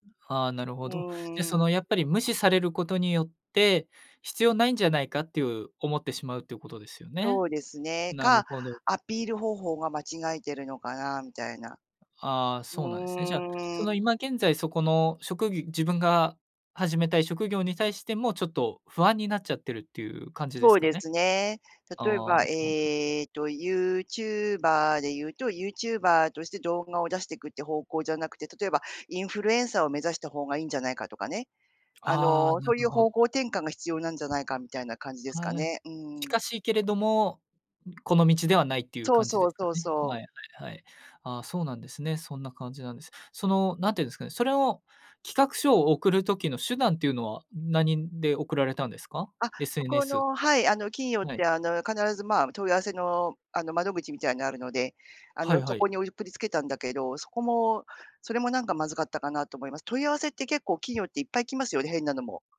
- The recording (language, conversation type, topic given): Japanese, advice, 小さな失敗で目標を諦めそうになるとき、どうすれば続けられますか？
- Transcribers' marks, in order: other background noise